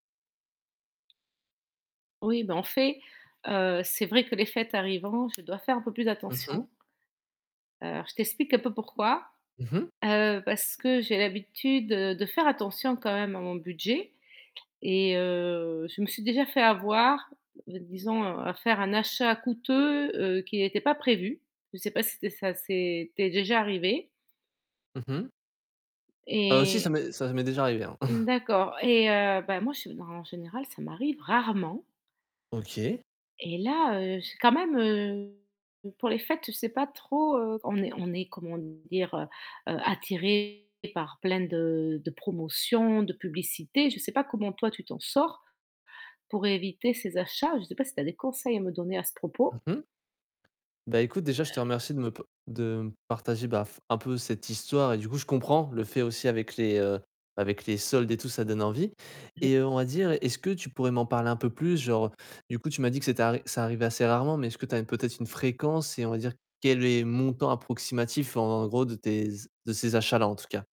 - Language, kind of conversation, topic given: French, advice, Comment gérez-vous le sentiment de culpabilité après des achats coûteux et non planifiés ?
- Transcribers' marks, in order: tapping; distorted speech; static; chuckle; other background noise